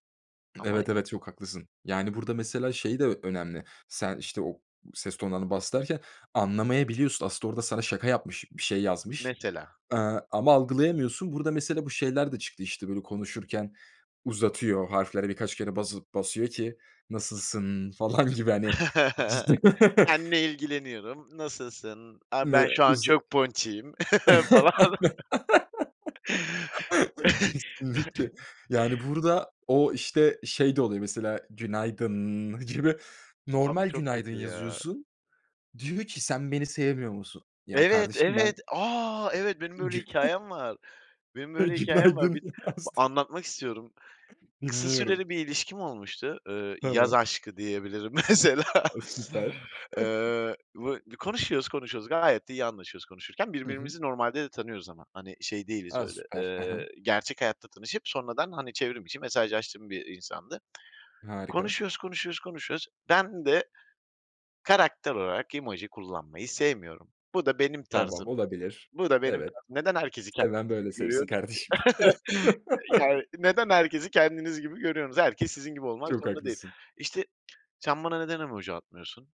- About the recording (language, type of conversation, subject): Turkish, podcast, Çevrimiçi arkadaşlıklarla gerçek hayattaki arkadaşlıklar arasındaki farklar nelerdir?
- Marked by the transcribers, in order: chuckle; unintelligible speech; laugh; laugh; laughing while speaking: "Kesinlikle"; chuckle; laughing while speaking: "falan"; chuckle; laughing while speaking: "Güna"; laughing while speaking: "günaydın yazdım"; other background noise; laughing while speaking: "mesela"; chuckle; laughing while speaking: "kardeşim"; laugh